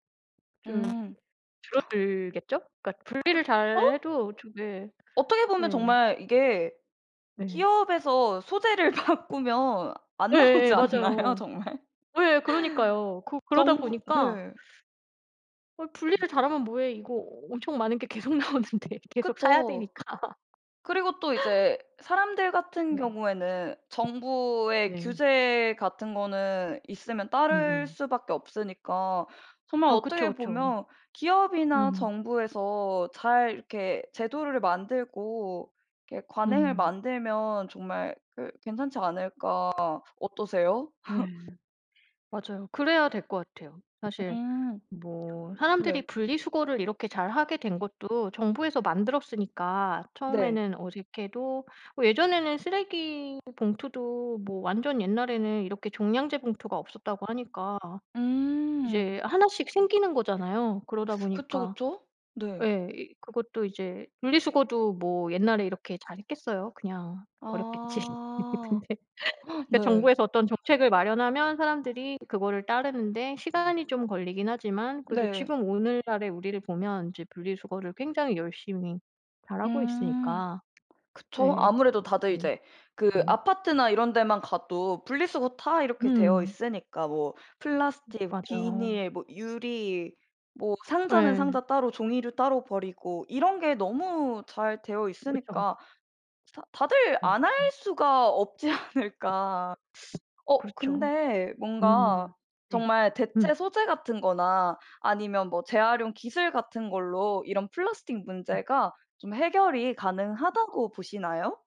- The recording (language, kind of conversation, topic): Korean, podcast, 플라스틱 문제를 해결하려면 어디서부터 시작해야 할까요?
- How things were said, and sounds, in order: other background noise; inhale; laughing while speaking: "바꾸면"; laughing while speaking: "나오지 않나요? 정말?"; laugh; teeth sucking; laughing while speaking: "계속 나오는데?' 계속 사야 되니까"; tapping; laugh; laugh; teeth sucking; laughing while speaking: "버렸겠지. 근데"; laugh; gasp; laughing while speaking: "없지 않을까"; teeth sucking